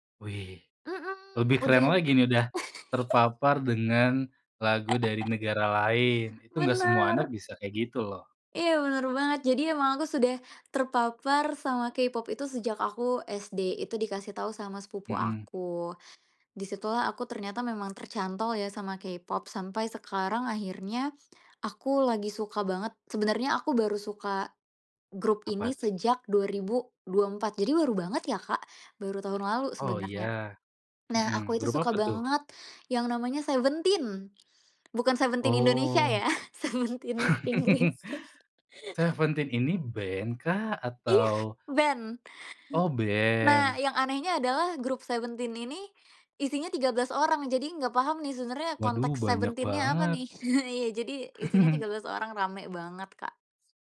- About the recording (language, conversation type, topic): Indonesian, podcast, Apa pengalaman menonton konser yang paling berkesan buat kamu?
- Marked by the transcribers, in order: unintelligible speech; laugh; laugh; other background noise; laugh; laughing while speaking: "ya, Seventeen Inggris"; laugh; laughing while speaking: "Iya"; laughing while speaking: "Iya"; laugh